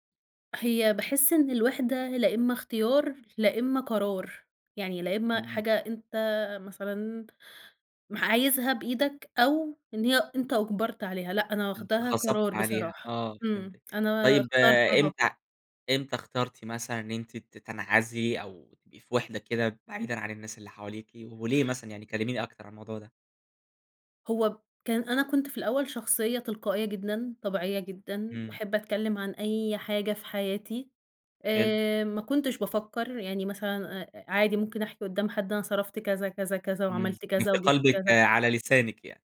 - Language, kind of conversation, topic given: Arabic, podcast, ليه ساعات بنحس بالوحدة رغم إن حوالينا ناس؟
- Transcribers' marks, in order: none